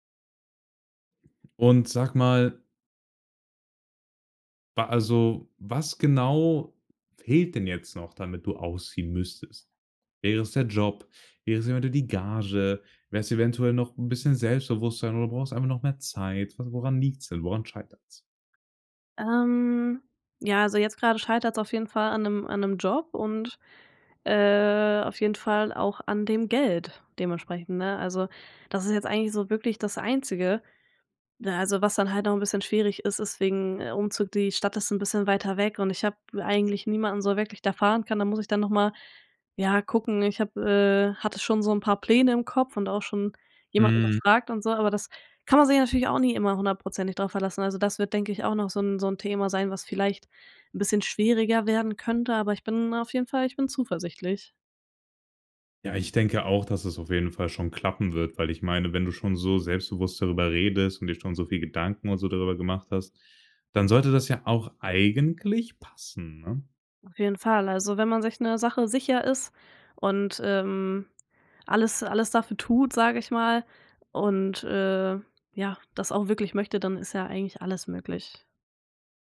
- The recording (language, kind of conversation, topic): German, podcast, Wie entscheidest du, ob du in deiner Stadt bleiben willst?
- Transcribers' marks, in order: other background noise; stressed: "Geld"; put-on voice: "eigentlich passen"